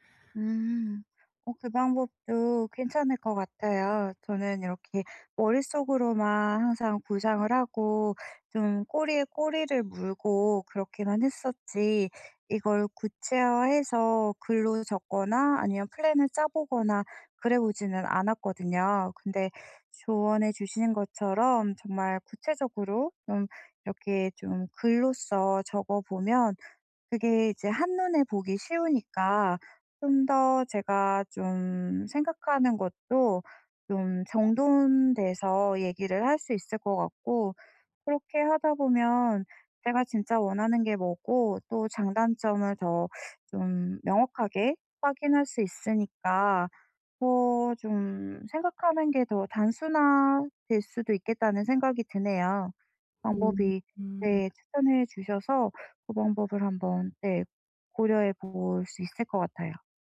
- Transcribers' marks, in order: none
- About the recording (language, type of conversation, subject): Korean, advice, 정체기를 어떻게 극복하고 동기를 꾸준히 유지할 수 있을까요?